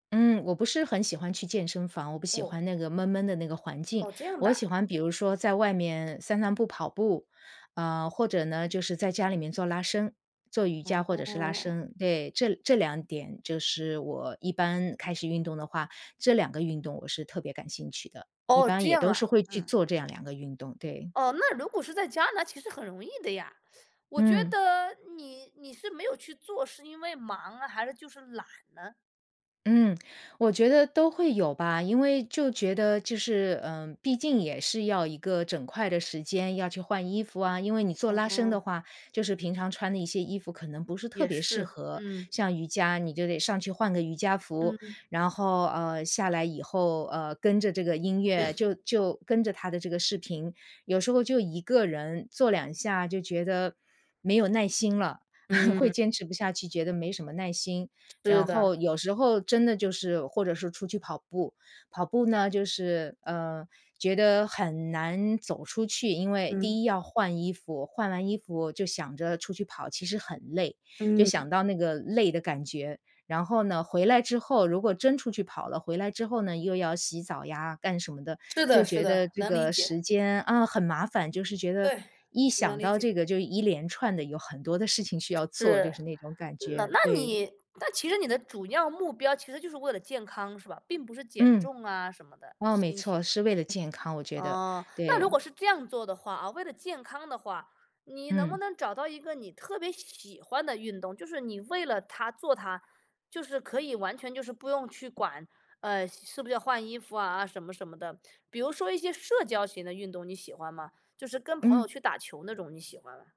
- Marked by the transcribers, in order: teeth sucking; cough; laugh; other background noise
- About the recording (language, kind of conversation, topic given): Chinese, advice, 你为什么开始了运动计划却很难长期坚持下去？